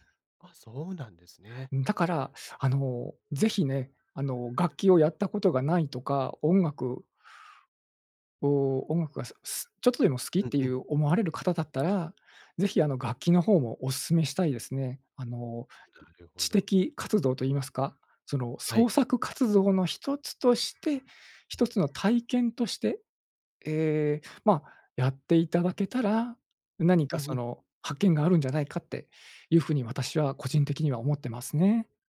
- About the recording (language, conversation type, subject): Japanese, podcast, 子どもの頃の音楽体験は今の音楽の好みに影響しますか？
- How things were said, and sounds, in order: none